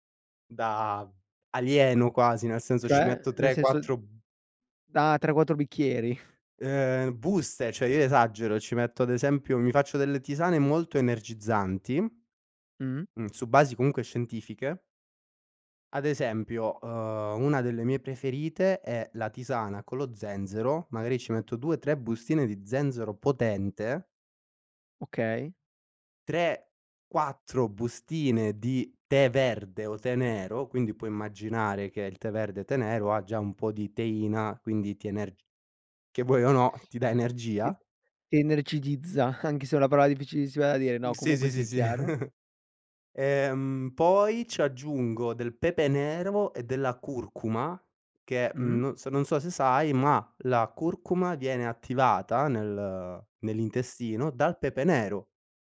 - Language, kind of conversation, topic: Italian, podcast, Quando perdi la motivazione, cosa fai per ripartire?
- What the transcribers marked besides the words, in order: chuckle; other background noise; tapping; sniff; "energizza" said as "energidizza"; "parola" said as "paroa"; "difficilissima" said as "difficissima"; chuckle